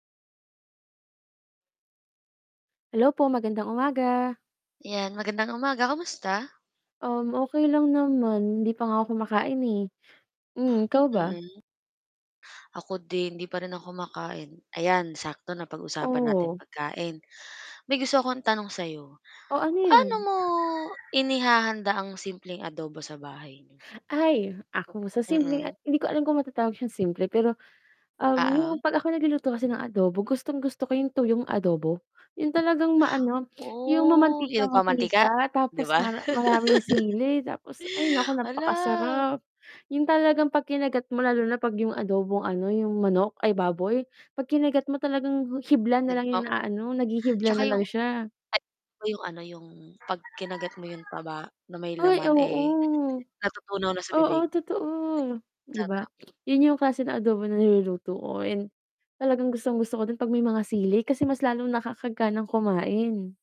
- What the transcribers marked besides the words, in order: distorted speech; other animal sound; tapping; sniff; laugh; static; sniff
- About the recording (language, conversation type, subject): Filipino, unstructured, Paano mo inihahanda ang simpleng adobo sa bahay?